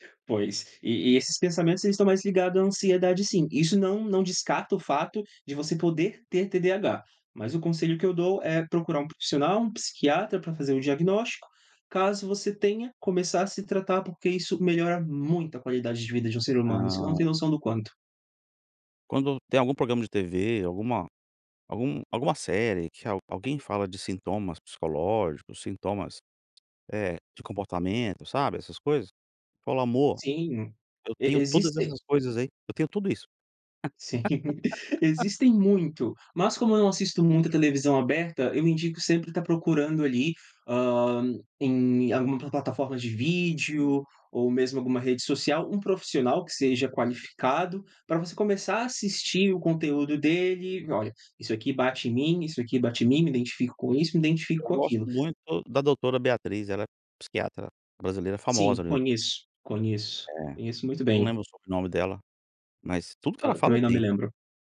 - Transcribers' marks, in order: tapping; laugh
- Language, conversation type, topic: Portuguese, podcast, Você pode contar sobre uma vez em que deu a volta por cima?